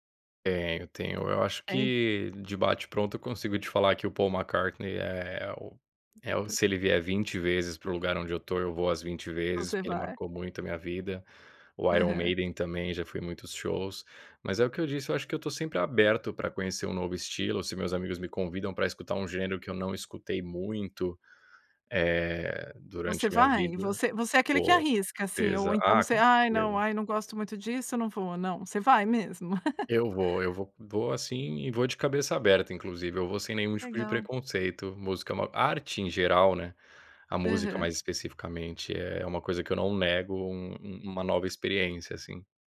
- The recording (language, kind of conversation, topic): Portuguese, podcast, Você prefere shows grandes em um estádio ou em casas menores?
- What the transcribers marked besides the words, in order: giggle